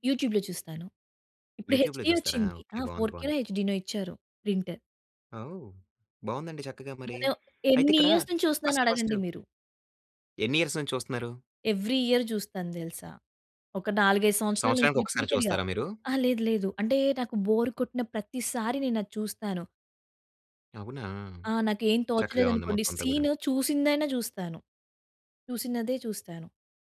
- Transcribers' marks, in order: in English: "యూట్యూబ్‌లో"; in English: "హేచ్ డి"; in English: "యూట్యూబ్‌లో"; in English: "ప్రింట్"; in English: "ఇయర్స్"; in English: "ఫస్ట్"; in English: "ఇయర్స్"; in English: "ఎవ్రీ ఇయర్"; in English: "రిపీటెడ్‌గా"; in English: "బోర్"
- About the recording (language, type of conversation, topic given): Telugu, podcast, ఏ పాట విన్నప్పుడు మీకు పాత జ్ఞాపకాలు గుర్తుకొస్తాయి?